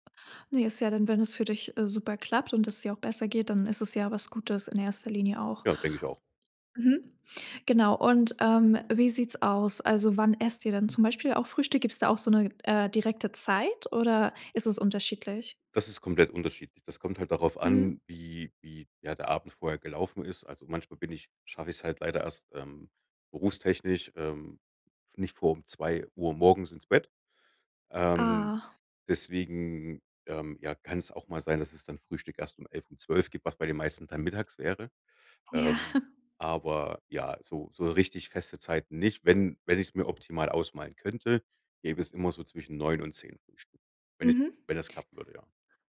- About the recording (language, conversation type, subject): German, podcast, Wie sieht deine Frühstücksroutine aus?
- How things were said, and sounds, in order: chuckle